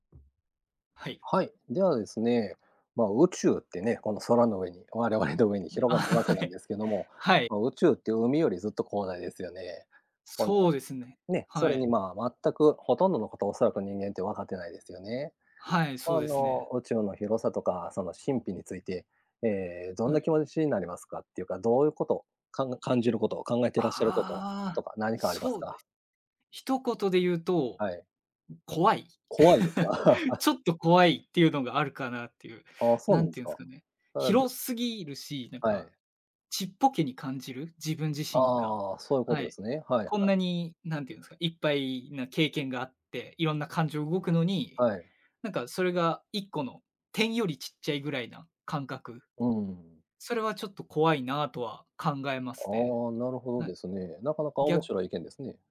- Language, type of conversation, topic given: Japanese, unstructured, 宇宙について考えると、どんな気持ちになりますか？
- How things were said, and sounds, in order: other background noise; tapping; laughing while speaking: "あ、は、はい"; chuckle; chuckle